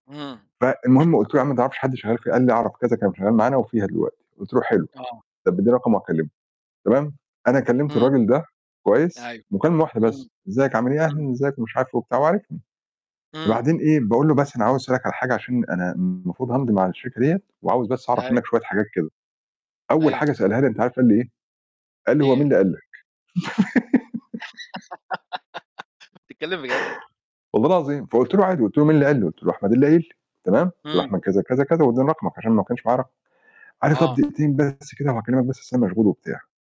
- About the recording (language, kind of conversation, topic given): Arabic, unstructured, إيه أكتر حاجة بتخليك تحس بالفخر بنفسك؟
- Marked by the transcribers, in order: other background noise; distorted speech; tapping; laugh; static; other noise; mechanical hum